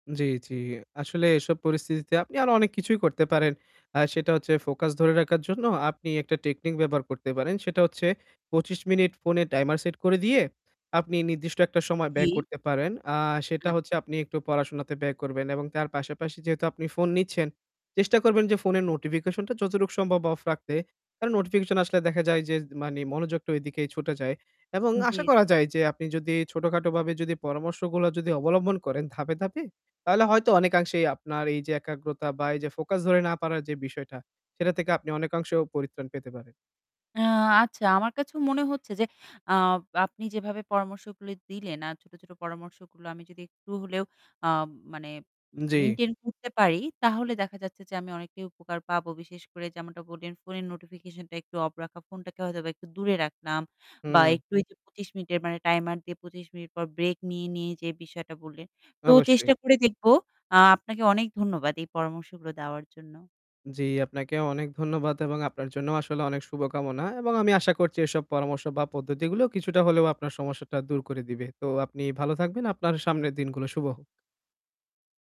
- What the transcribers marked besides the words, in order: static; distorted speech
- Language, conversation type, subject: Bengali, advice, আমি একাগ্রতা ধরে রাখতে পারি না—ফোকাস বাড়িয়ে সময়টা ভালোভাবে ব্যবহার করতে কী করতে পারি?